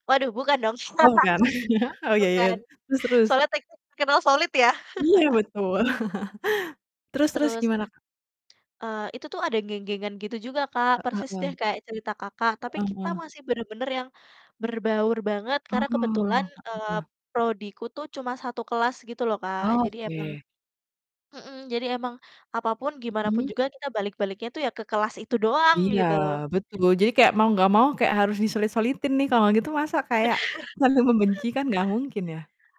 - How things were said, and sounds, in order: chuckle; laugh; distorted speech; laugh; chuckle; other background noise; laughing while speaking: "Bener!"
- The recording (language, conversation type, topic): Indonesian, unstructured, Apa kenangan paling berkesan dari masa sekolah Anda?